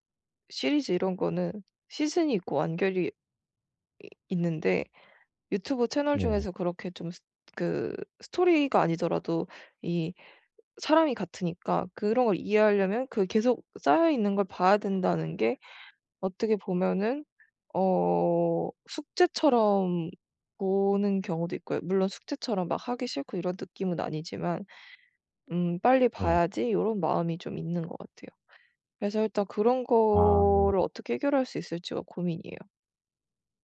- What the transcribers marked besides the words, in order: other background noise
- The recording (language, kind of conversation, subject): Korean, advice, 미디어를 과하게 소비하는 습관을 줄이려면 어디서부터 시작하는 게 좋을까요?